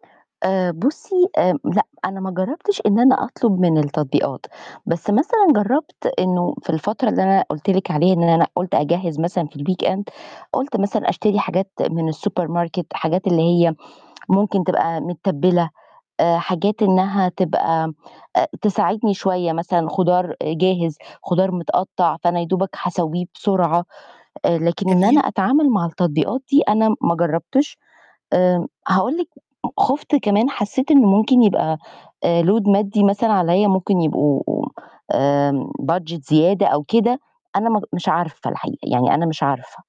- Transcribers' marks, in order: in English: "الweekend"; in English: "السوبر ماركت"; in English: "load"; in English: "budget"
- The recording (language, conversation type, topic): Arabic, advice, إزاي أقدر ألتزم بنظام أكل صحي مع ضيق الوقت وساعات الشغل الطويلة؟